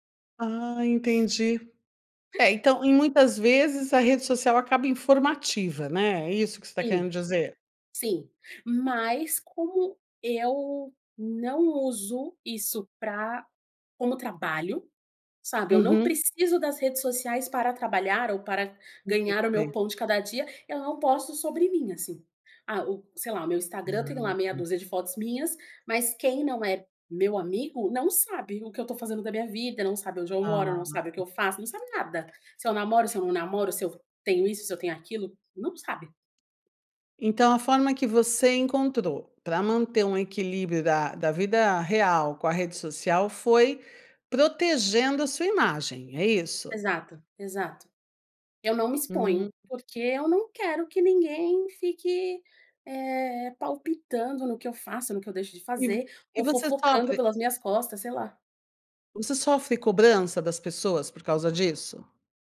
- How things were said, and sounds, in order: other background noise
- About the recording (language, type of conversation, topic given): Portuguese, podcast, Como você equilibra a vida offline e o uso das redes sociais?